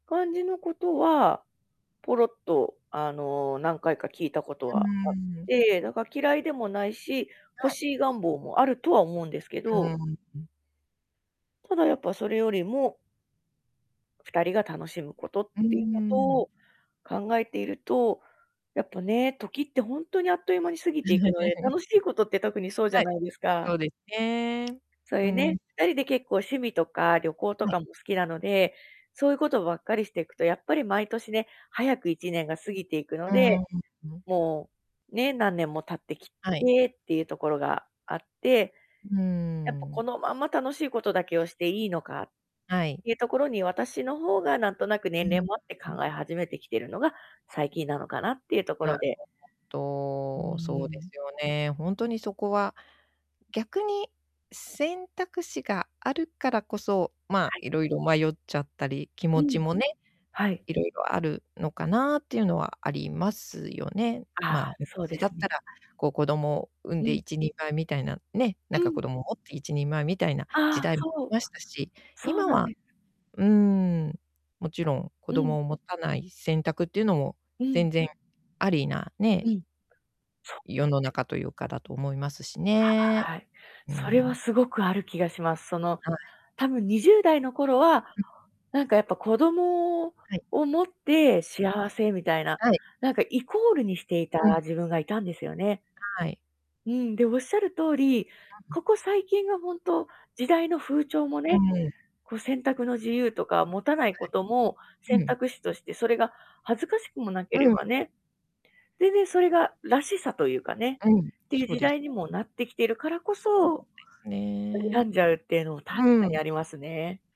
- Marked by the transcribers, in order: distorted speech; chuckle; other background noise; unintelligible speech
- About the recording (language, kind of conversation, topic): Japanese, advice, 不確実な未来への恐れとどう向き合えばよいですか？